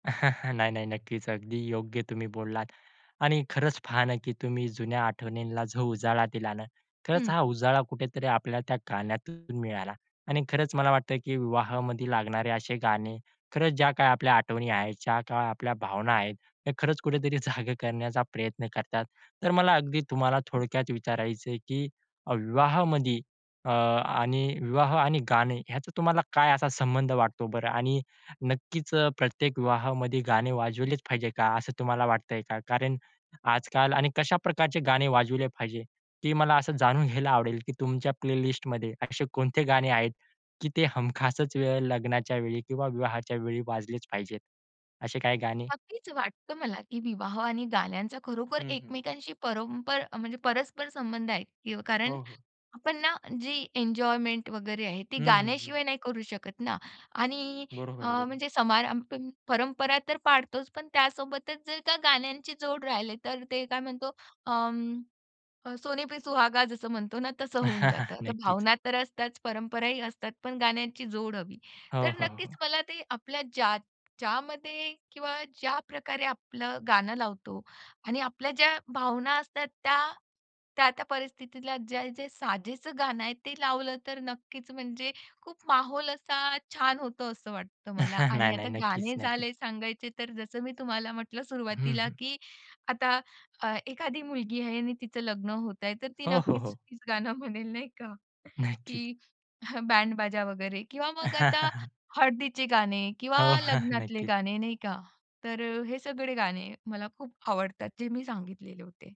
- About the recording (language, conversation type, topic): Marathi, podcast, लग्नाची आठवण करून देणारं गाणं कोणतं?
- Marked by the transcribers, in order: chuckle; laughing while speaking: "जागं"; in English: "प्लेलिस्टमध्ये"; in English: "एन्जॉयमेंट"; chuckle; other background noise; in Hindi: "माहोल"; chuckle; laughing while speaking: "तीच गाणं म्हणेल"; laughing while speaking: "नक्कीच"; chuckle; laughing while speaking: "हो, हां"